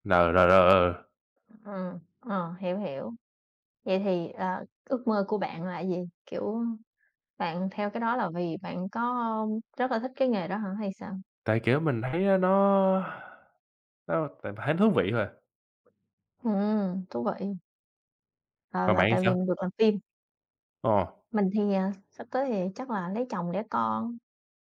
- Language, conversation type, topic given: Vietnamese, unstructured, Bạn muốn đạt được điều gì trong 5 năm tới?
- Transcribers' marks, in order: tapping; other background noise